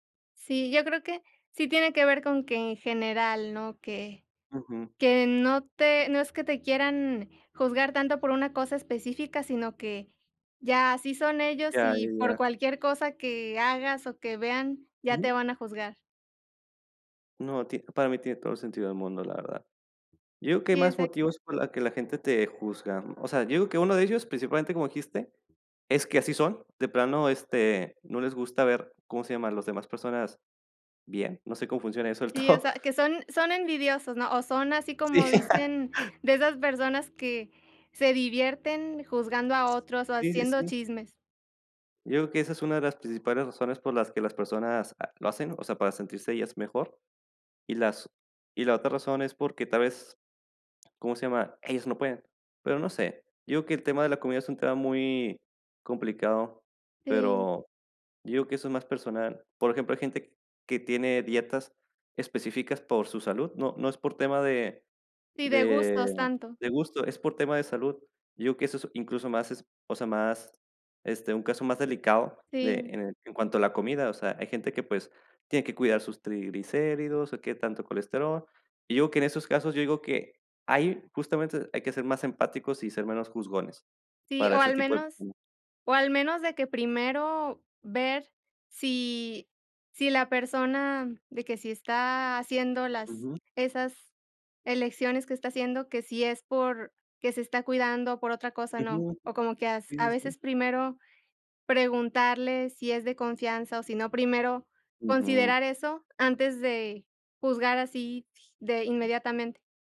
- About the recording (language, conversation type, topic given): Spanish, unstructured, ¿Crees que las personas juzgan a otros por lo que comen?
- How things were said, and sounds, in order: tapping; other background noise; laughing while speaking: "del todo"; laugh; unintelligible speech